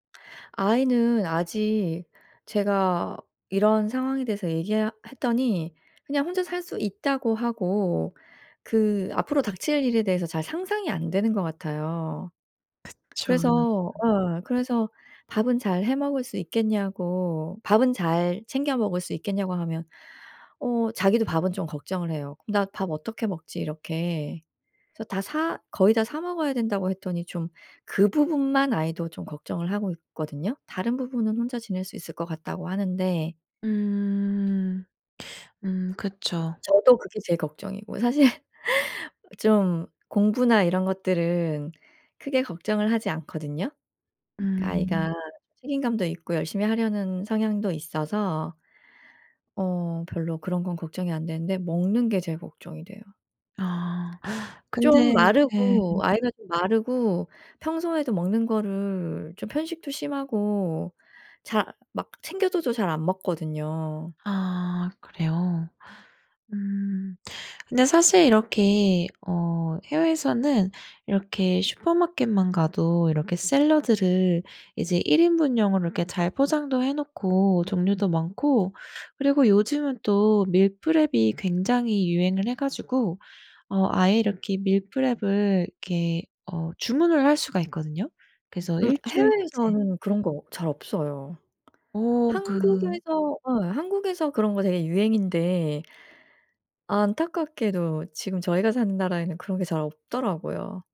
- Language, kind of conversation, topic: Korean, advice, 도시나 다른 나라로 이주할지 결정하려고 하는데, 어떤 점을 고려하면 좋을까요?
- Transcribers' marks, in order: tapping; other background noise; laughing while speaking: "사실"